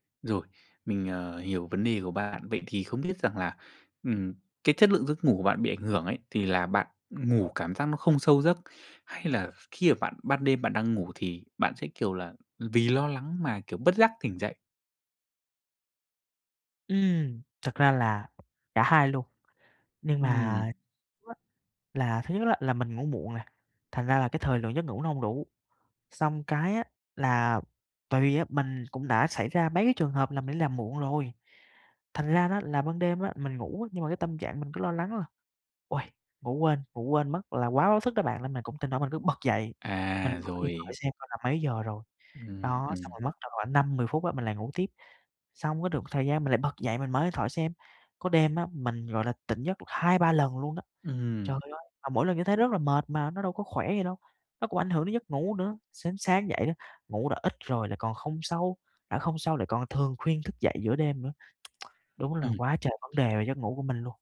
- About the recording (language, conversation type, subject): Vietnamese, advice, Vì sao tôi khó ngủ và hay trằn trọc suy nghĩ khi bị căng thẳng?
- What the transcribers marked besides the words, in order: tapping; other background noise; "một" said as "ừn"; lip smack